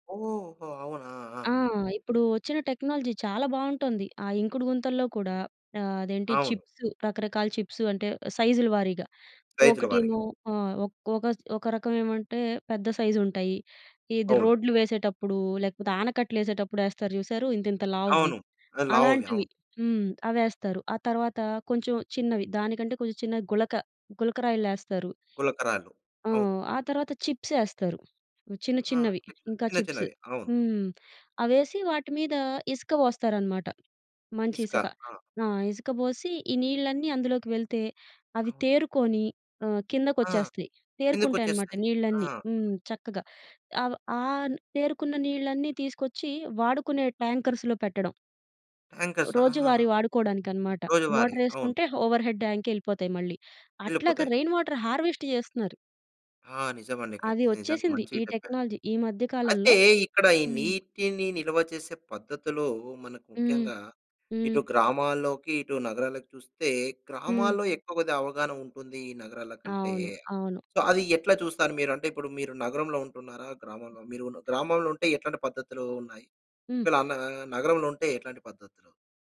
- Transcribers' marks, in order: in English: "టెక్నాలజీ"; in English: "చిప్స్"; in English: "చిప్స్"; tapping; in English: "చిప్స్"; in English: "చిప్స్"; other background noise; in English: "ట్యాంకర్స్‌లో"; in English: "టాంకర్స్"; in English: "ఓవర్‌హెడ్"; in English: "రెయిన్ వాటర్ హార్వెస్ట్"; other noise; in English: "టెక్నాలజీ"; in English: "సో"
- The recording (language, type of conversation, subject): Telugu, podcast, వర్షపు నీరు నిల్వ చేసే విధానం గురించి నీ అనుభవం ఏంటి?